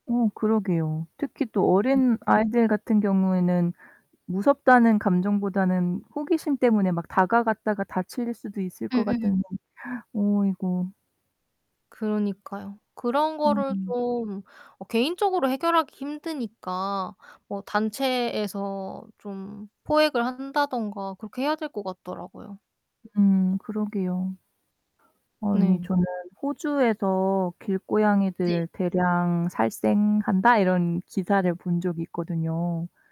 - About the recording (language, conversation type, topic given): Korean, unstructured, 길고양이와 길강아지 문제를 어떻게 해결해야 할까요?
- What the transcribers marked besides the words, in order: tapping; distorted speech; other background noise